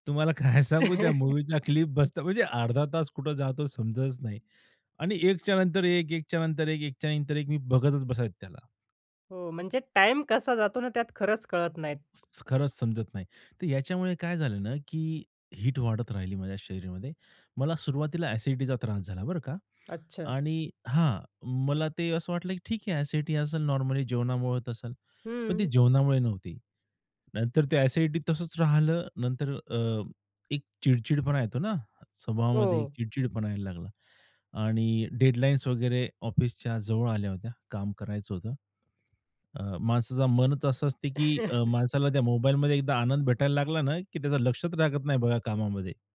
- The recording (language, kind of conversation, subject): Marathi, podcast, झोपेच्या चांगल्या सवयी तुम्ही कशा रुजवल्या?
- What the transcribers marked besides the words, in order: laughing while speaking: "तुम्हाला काय सांगू त्या मूव्हीचा क्लिप बसता"; laugh; in English: "मूव्हीचा क्लिप"; other background noise; tapping; in English: "हीट"; in English: "एसिडिटीचा"; in English: "एसिडिटी"; in English: "नॉर्मली"; in English: "एसिडिटी"; in English: "डेडलाईन्स"; horn; chuckle